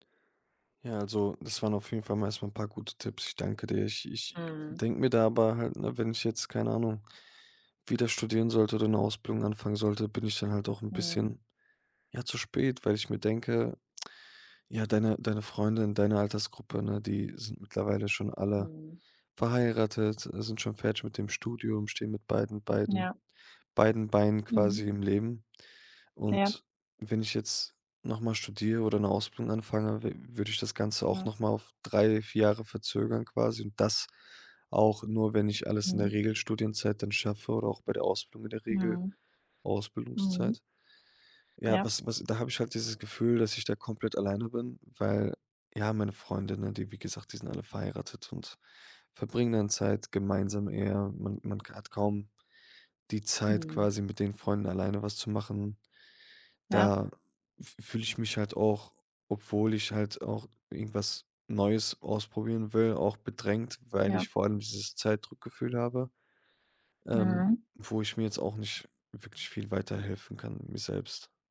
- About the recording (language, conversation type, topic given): German, advice, Wie erlebst du nächtliches Grübeln, Schlaflosigkeit und Einsamkeit?
- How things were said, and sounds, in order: other background noise; stressed: "das"